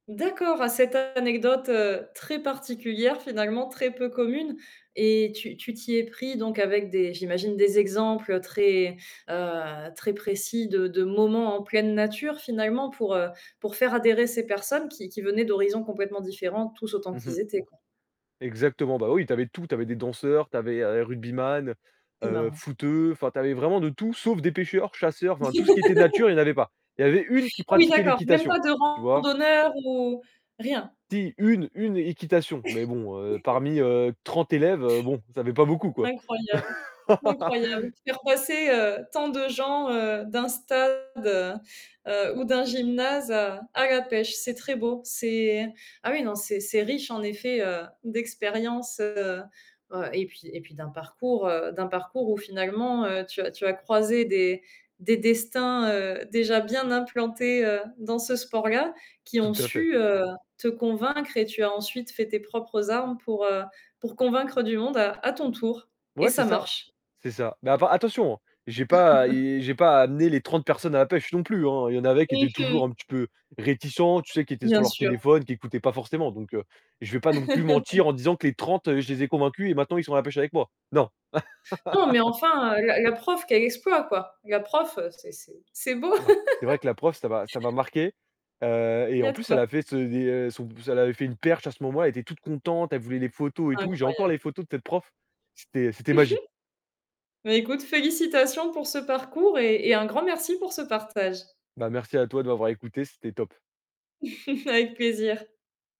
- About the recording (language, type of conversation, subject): French, podcast, Comment trouves-tu des partenaires pour pratiquer avec toi ?
- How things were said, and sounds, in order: distorted speech; stressed: "sauf"; laugh; other background noise; chuckle; other noise; laugh; chuckle; laugh; stressed: "non"; laugh; laugh; chuckle